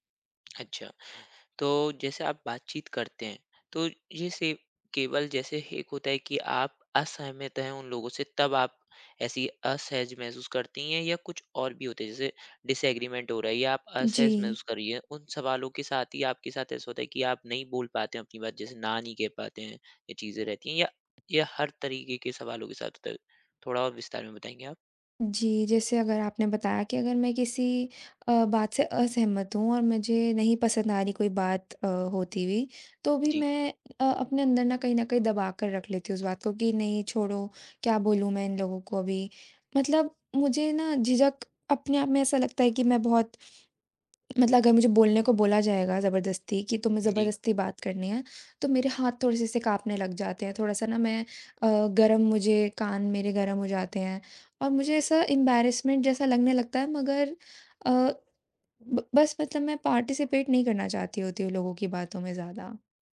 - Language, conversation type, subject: Hindi, advice, बातचीत में असहज होने पर मैं हर बार चुप क्यों हो जाता हूँ?
- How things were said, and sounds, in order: tapping; in English: "डिसएग्रीमेंट"; in English: "इम्बेरसमेंट"; in English: "पार्टिसिपेट"